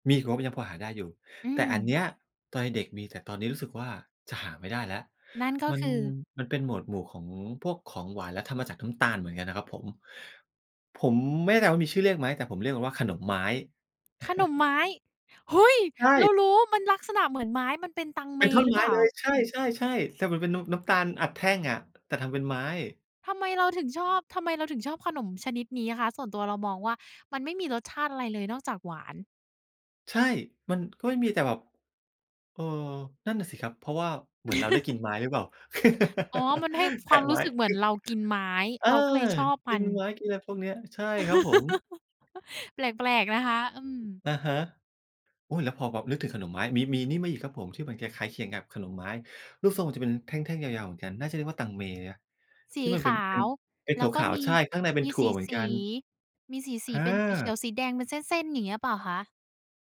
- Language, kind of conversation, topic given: Thai, podcast, ขนมแบบไหนที่พอได้กลิ่นหรือได้ชิมแล้วทำให้คุณนึกถึงตอนเป็นเด็ก?
- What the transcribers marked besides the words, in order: chuckle; tapping; chuckle; other background noise; laugh; other noise; chuckle